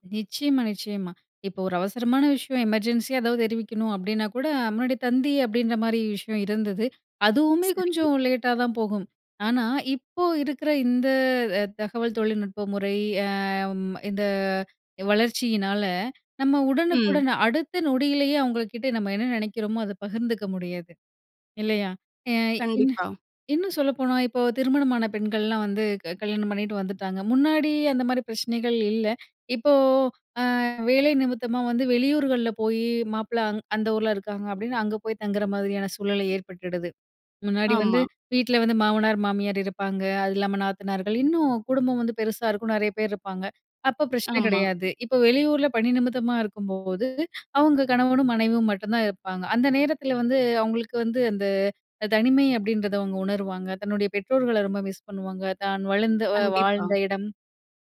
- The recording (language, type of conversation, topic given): Tamil, podcast, சமூக ஊடகங்கள் உறவுகளை எவ்வாறு மாற்றி இருக்கின்றன?
- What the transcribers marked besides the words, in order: in English: "எமர்ஜென்சியா"